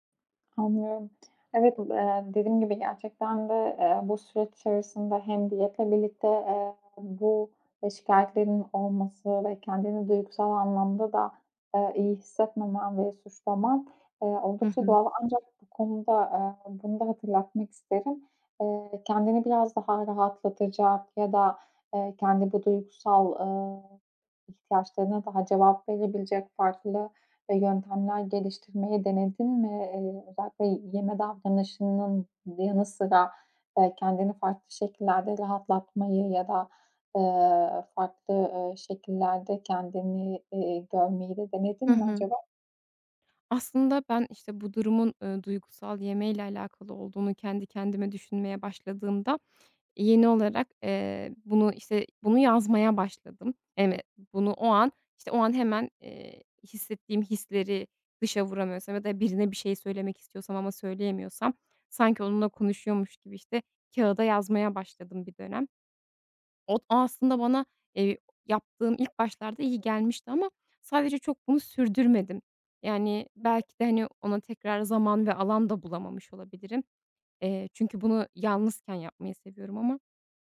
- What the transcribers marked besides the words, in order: other background noise; unintelligible speech; tapping
- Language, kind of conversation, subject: Turkish, advice, Stresliyken duygusal yeme davranışımı kontrol edemiyorum